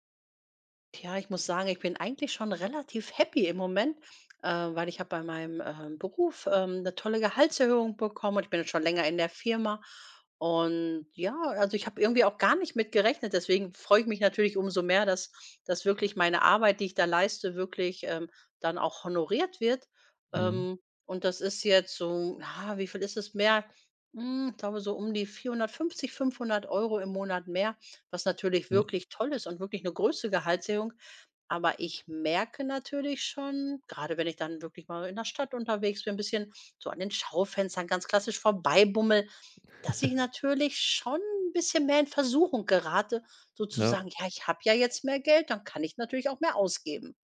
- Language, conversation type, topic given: German, advice, Warum habe ich seit meiner Gehaltserhöhung weniger Lust zu sparen und gebe mehr Geld aus?
- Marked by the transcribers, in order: other background noise; laugh; stressed: "schon"